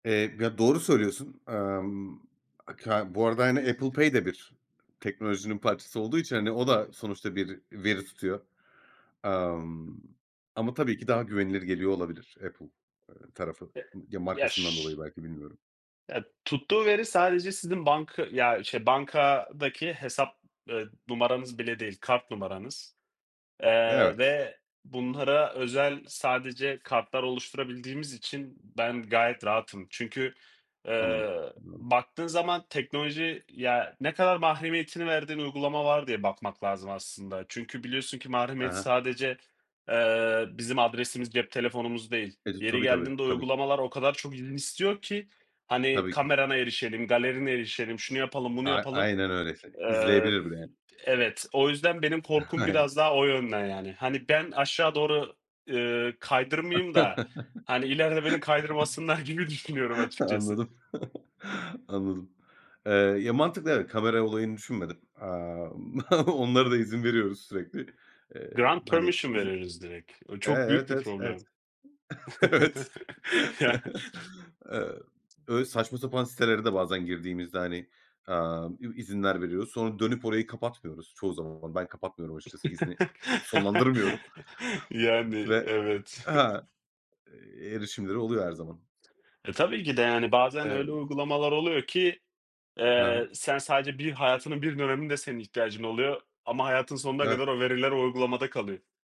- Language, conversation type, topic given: Turkish, unstructured, Teknoloji ile mahremiyet arasında nasıl bir denge kurulmalı?
- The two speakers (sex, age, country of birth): male, 25-29, Turkey; male, 30-34, Turkey
- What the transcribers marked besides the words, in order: other background noise; tapping; unintelligible speech; chuckle; laughing while speaking: "Anladım. Anladım"; laughing while speaking: "gibi düşünüyorum"; chuckle; laughing while speaking: "onlara da izin veriyoruz sürekli"; in English: "Grant permission"; chuckle; laughing while speaking: "Evet"; chuckle; laughing while speaking: "Ya"; chuckle; laughing while speaking: "Yani, evet"; giggle